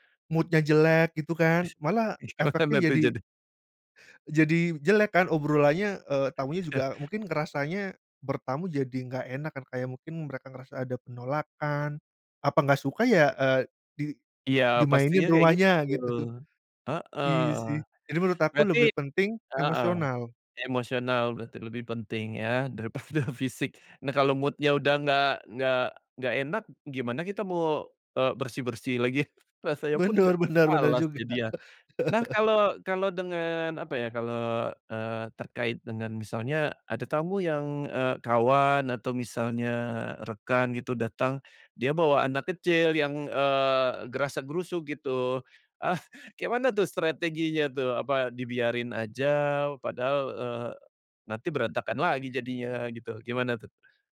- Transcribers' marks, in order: in English: "Mood-nya"; other noise; other background noise; laughing while speaking: "gitu"; laughing while speaking: "daripada"; in English: "mood-nya"; laughing while speaking: "Benar benar"; laughing while speaking: "juga"; laugh
- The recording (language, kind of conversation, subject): Indonesian, podcast, Bagaimana cara kamu biasanya menyambut tamu di rumahmu?